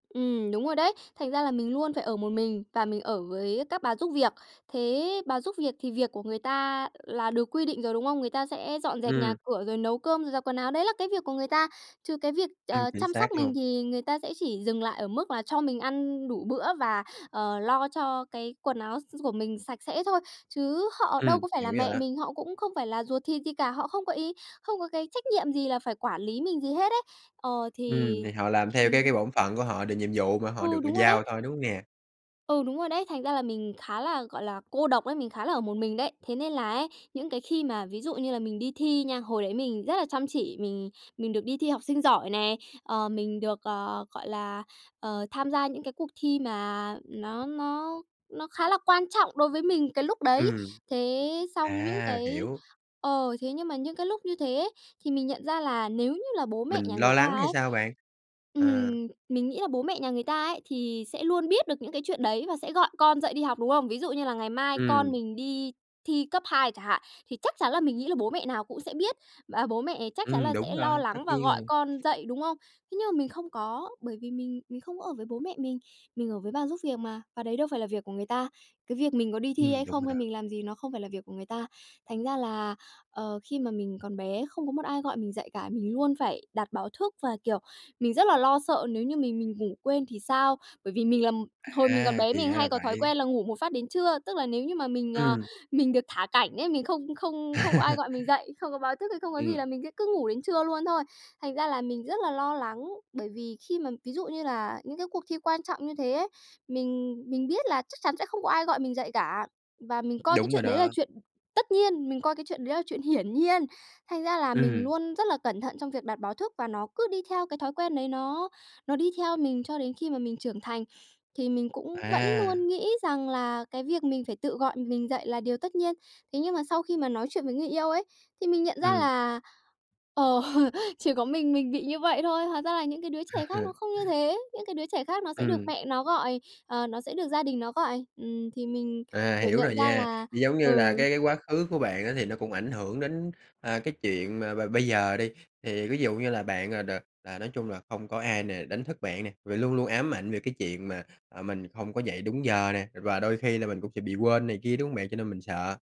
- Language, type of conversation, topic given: Vietnamese, podcast, Bạn có thể kể về một cuộc trò chuyện đã thay đổi hướng đi của bạn không?
- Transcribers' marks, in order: unintelligible speech; tapping; other background noise; laugh; "luôn" said as "nuôn"; laughing while speaking: "ờ"; laugh